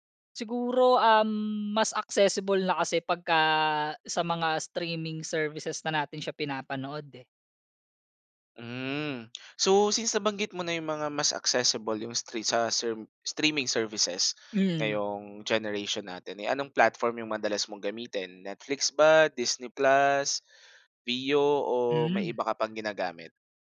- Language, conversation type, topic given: Filipino, podcast, Paano nagbago ang panonood mo ng telebisyon dahil sa mga serbisyong panonood sa internet?
- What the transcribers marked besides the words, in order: in English: "streaming services"; in English: "streaming services"